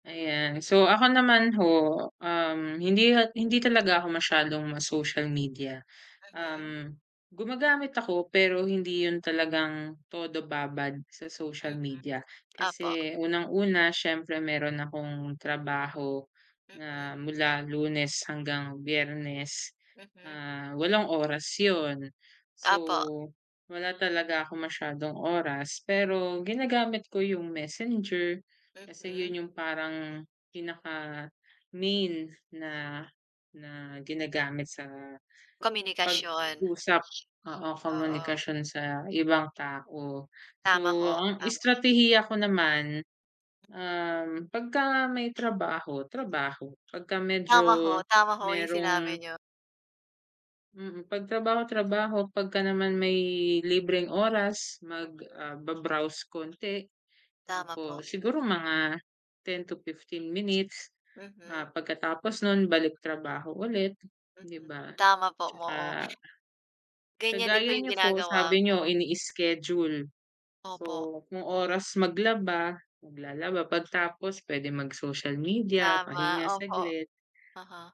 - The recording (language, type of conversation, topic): Filipino, unstructured, Paano mo pinamamahalaan ang oras mo sa midyang panlipunan nang hindi naaapektuhan ang iyong produktibidad?
- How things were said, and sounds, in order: tapping; other background noise